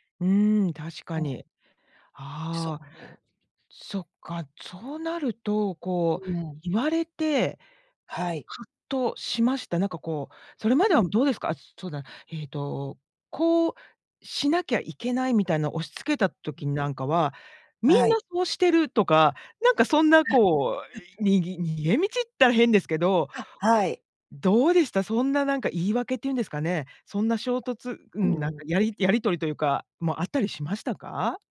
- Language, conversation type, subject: Japanese, podcast, 自分の固定観念に気づくにはどうすればいい？
- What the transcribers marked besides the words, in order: laugh